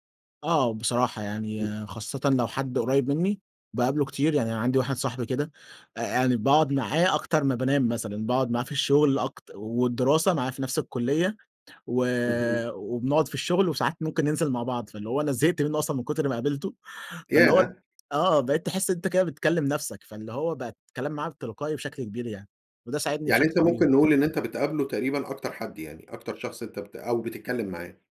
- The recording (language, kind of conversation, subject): Arabic, podcast, إزاي بتوازن بين الشغل والوقت مع العيلة؟
- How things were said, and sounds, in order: other background noise